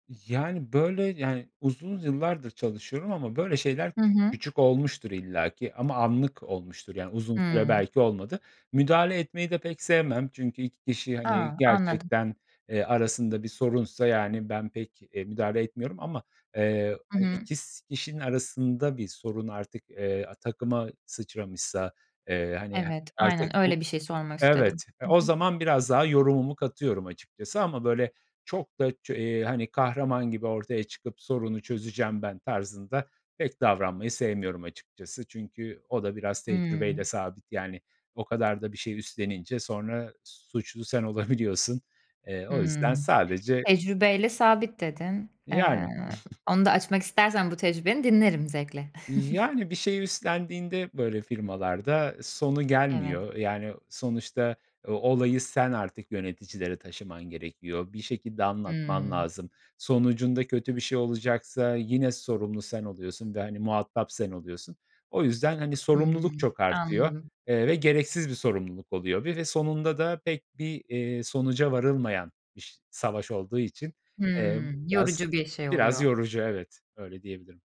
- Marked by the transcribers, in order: other background noise; laughing while speaking: "olabiliyorsun"; tapping; chuckle
- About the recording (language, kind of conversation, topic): Turkish, podcast, Zorlu bir ekip çatışmasını nasıl çözersin?